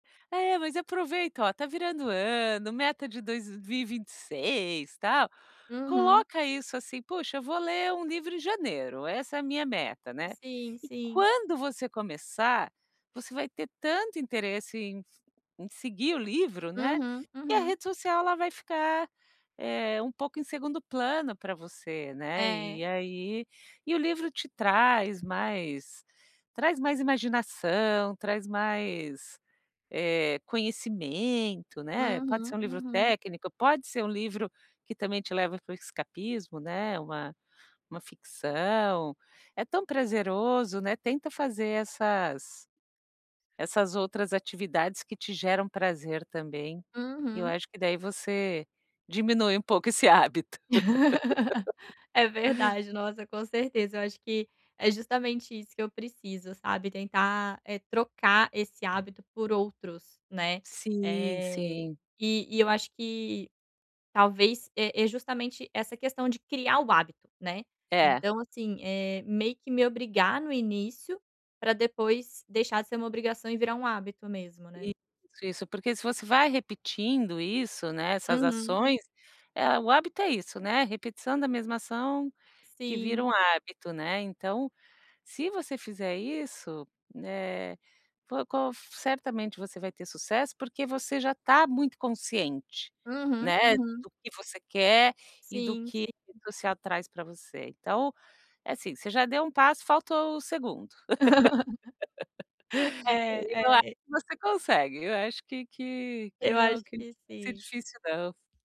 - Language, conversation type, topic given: Portuguese, advice, Como posso substituir hábitos ruins por hábitos saudáveis?
- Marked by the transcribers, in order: tapping; laugh; laugh